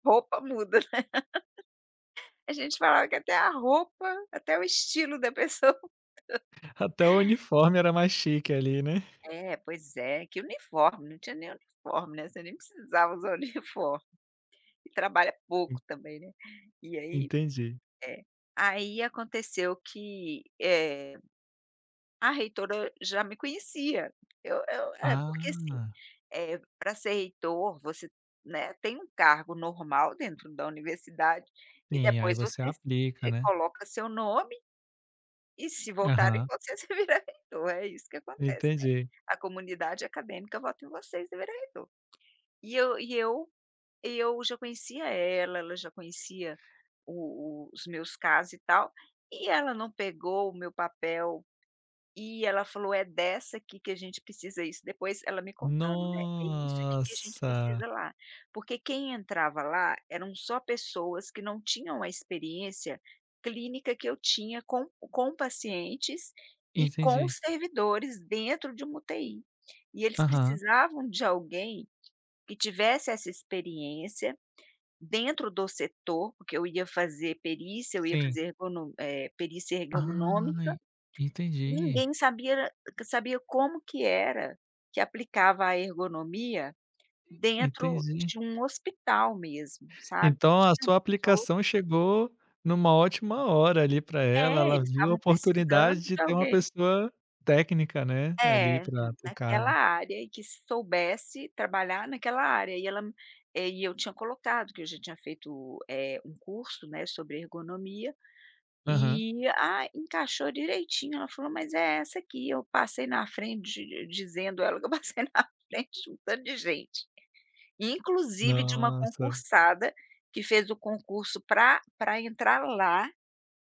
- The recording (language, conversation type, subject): Portuguese, podcast, Quando foi que um erro seu acabou abrindo uma nova porta?
- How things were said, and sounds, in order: laugh; laughing while speaking: "mudou"; laughing while speaking: "usar uniforme"; other background noise; tapping; laughing while speaking: "vira reitor"; drawn out: "Nossa"; laughing while speaking: "dizendo ela que eu passei na frente de um tanto de gente"